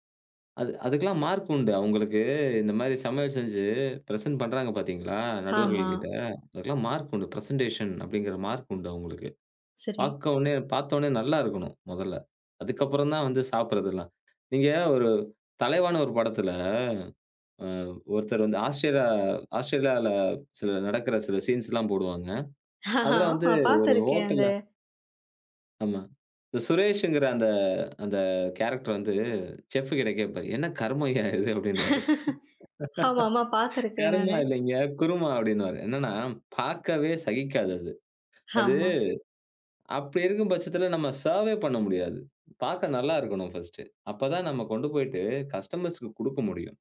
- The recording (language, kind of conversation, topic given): Tamil, podcast, மழைக்காலம் வந்தால் நமது உணவுக் கலாச்சாரம் மாறுகிறது என்று உங்களுக்குத் தோன்றுகிறதா?
- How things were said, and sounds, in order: in English: "பிரசென்ட்"; in English: "பிரசென்டேஷன்"; laughing while speaking: "ஆமா. பாத்திருக்கேன்"; in English: "கேரக்டர்"; in English: "செஃப்"; laugh; laughing while speaking: "அப்டின்னுவாரு. கருமா இல்லைங்க குருமா அப்டின்னுவாரு"; in English: "சர்வே"; in English: "ஃபர்ஸ்ட்டு"; in English: "கஸ்டமர்ஸ்க்கு"